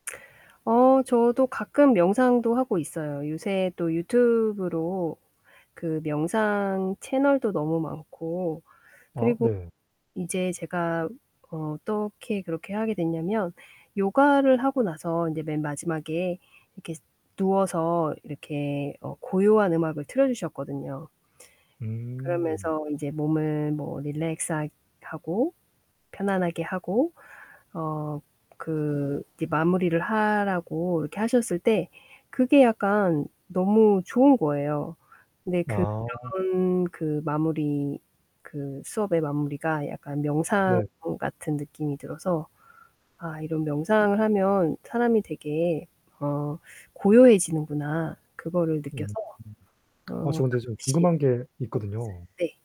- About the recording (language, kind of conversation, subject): Korean, unstructured, 행복해지기 위해 꼭 지켜야 하는 습관이 있나요?
- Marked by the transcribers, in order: static; distorted speech; other background noise